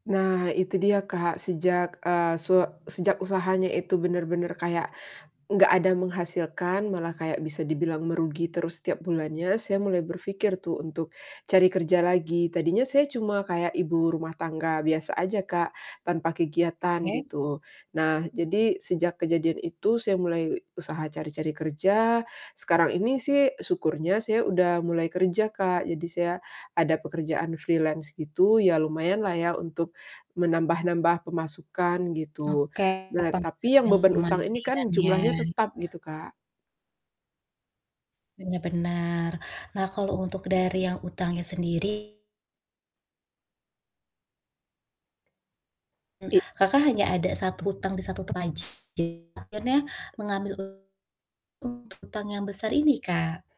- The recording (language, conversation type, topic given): Indonesian, advice, Bagaimana cara mulai mengurangi beban utang tanpa merasa kewalahan setiap bulan?
- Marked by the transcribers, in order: static; distorted speech; in English: "freelance"; other background noise; tapping